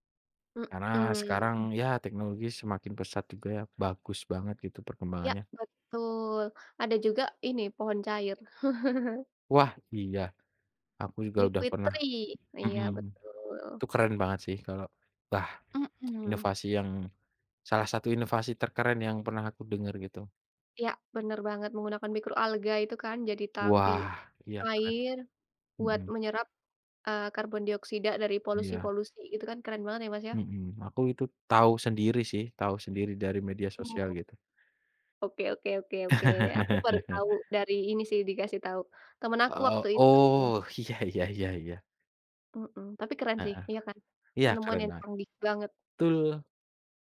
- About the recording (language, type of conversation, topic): Indonesian, unstructured, Bagaimana peran teknologi dalam menjaga kelestarian lingkungan saat ini?
- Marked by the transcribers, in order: laugh; in English: "Liquid tree"; tapping; tsk; chuckle; laughing while speaking: "iya iya"